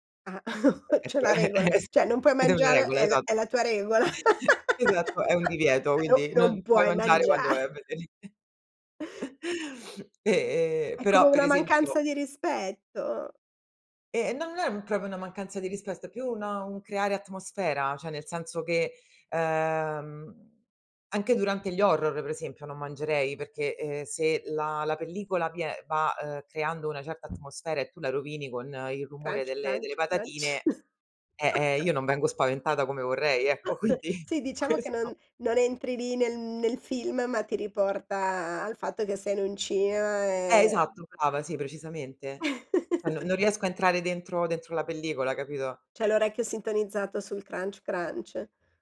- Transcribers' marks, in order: chuckle; chuckle; laugh; chuckle; chuckle; other background noise; "proprio" said as "propio"; laughing while speaking: "crunch"; chuckle; laugh; laughing while speaking: "quindi questo"; chuckle
- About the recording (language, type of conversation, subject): Italian, podcast, Che cosa cambia nell’esperienza di visione quando guardi un film al cinema?